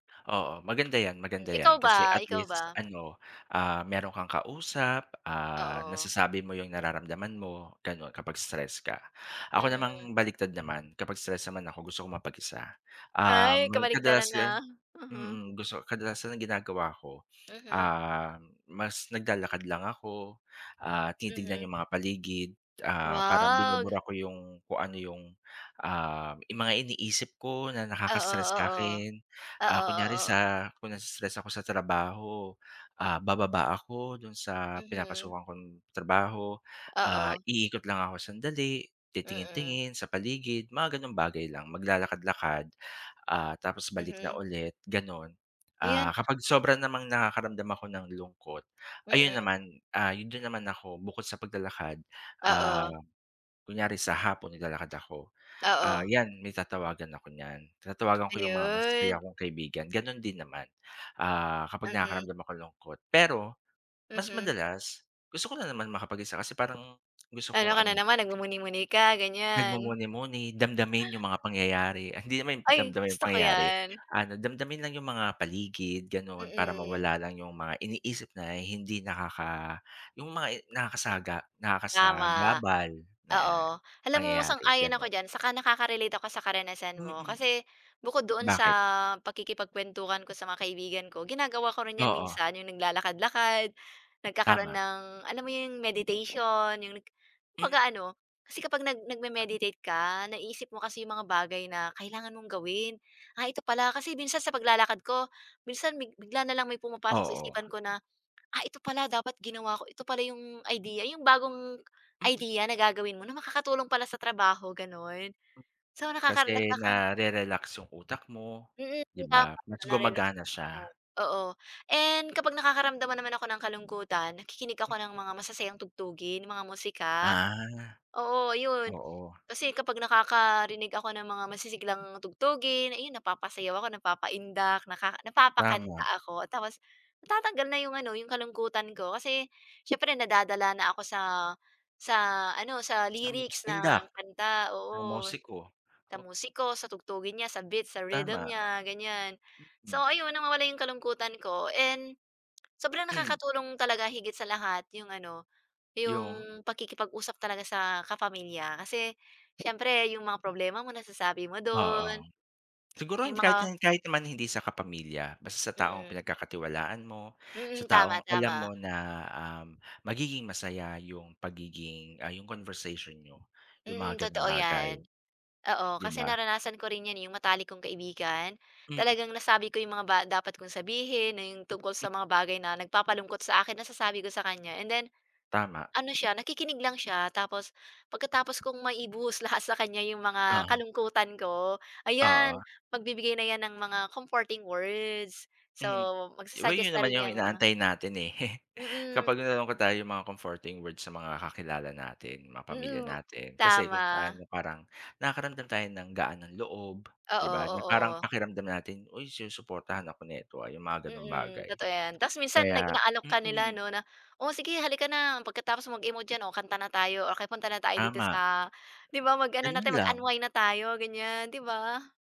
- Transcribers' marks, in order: other background noise; unintelligible speech; in English: "comforting words"; chuckle; in English: "comforting words"
- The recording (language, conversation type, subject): Filipino, unstructured, Paano mo nilalabanan ang stress sa pang-araw-araw, at ano ang ginagawa mo kapag nakakaramdam ka ng lungkot?